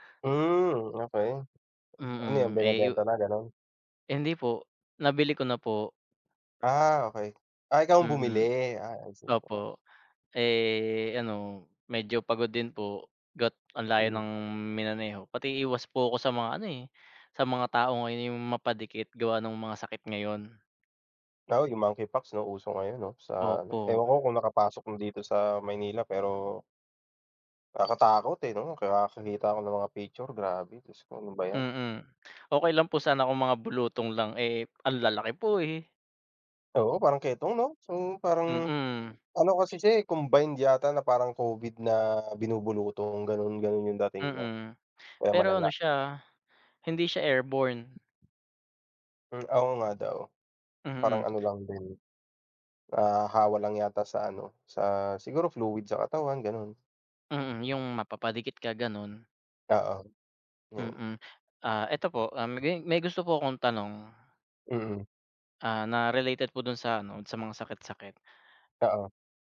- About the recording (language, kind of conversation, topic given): Filipino, unstructured, Paano mo pinoprotektahan ang iyong katawan laban sa sakit araw-araw?
- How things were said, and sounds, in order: tapping; other background noise; in English: "Monkeypox"; in English: "airborne"